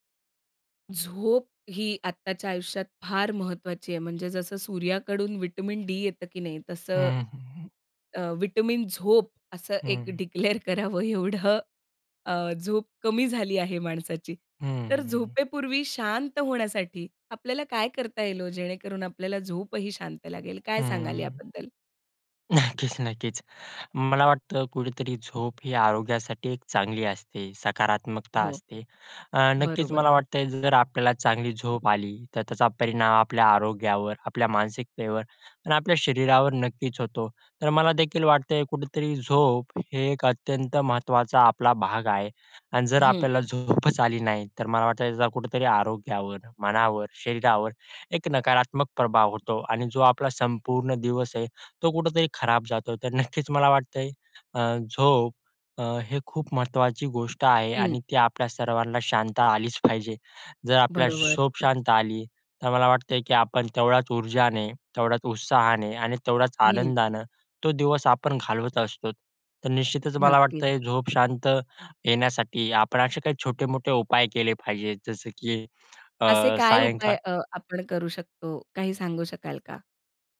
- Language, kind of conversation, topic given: Marathi, podcast, झोपेपूर्वी शांत होण्यासाठी तुम्ही काय करता?
- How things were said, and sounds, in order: laughing while speaking: "डिक्लेअर करावं एवढं"; in English: "डिक्लेअर"; tapping; laughing while speaking: "नक्कीच, नक्कीच"; other background noise